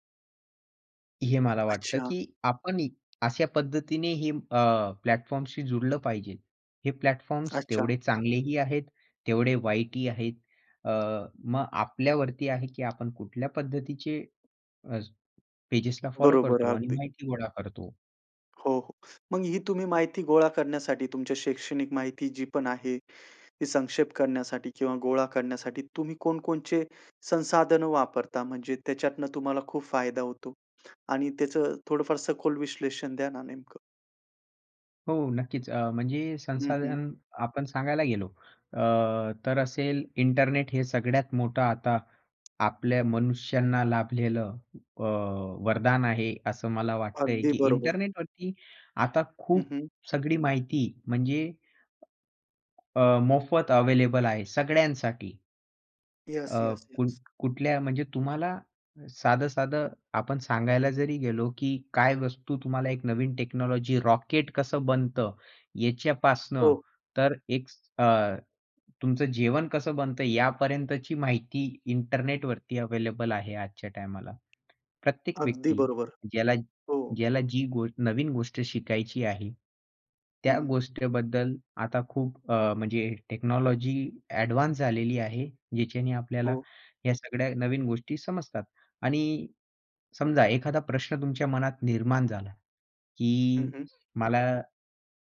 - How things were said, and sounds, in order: in English: "प्लॅटफॉर्म्सशी"; "पाहिजे" said as "पाहिजेल"; in English: "प्लॅटफॉर्म्स"; in English: "पेजेसला फॉलो"; tapping; in English: "टेक्नॉलॉजी"; in English: "टेक्नॉलॉजी ॲडवान्स"; other background noise
- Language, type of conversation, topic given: Marathi, podcast, शैक्षणिक माहितीचा सारांश तुम्ही कशा पद्धतीने काढता?
- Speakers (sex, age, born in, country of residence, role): male, 20-24, India, India, guest; male, 35-39, India, India, host